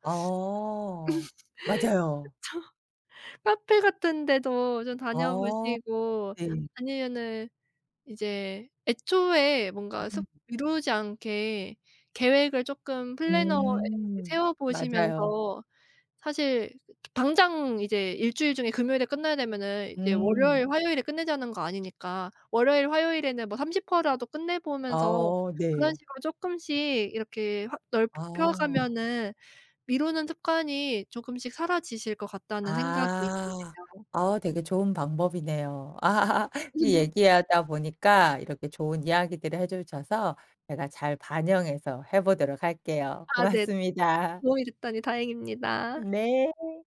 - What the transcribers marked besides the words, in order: laugh; laughing while speaking: "그쵸"; unintelligible speech; unintelligible speech; background speech; tapping; laugh; laughing while speaking: "고맙습니다"
- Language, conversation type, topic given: Korean, advice, 중요한 일들을 자꾸 미루는 습관을 어떻게 고칠 수 있을까요?